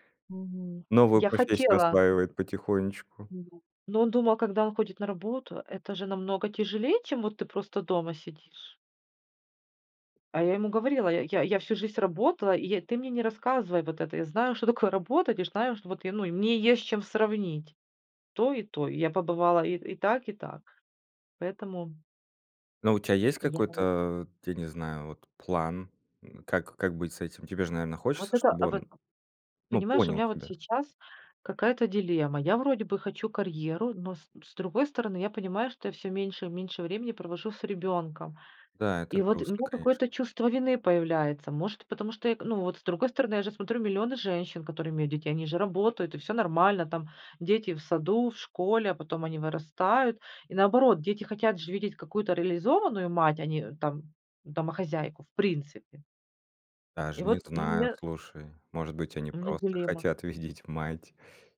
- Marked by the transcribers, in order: other background noise
- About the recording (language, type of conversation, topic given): Russian, podcast, Как принять решение между карьерой и семьёй?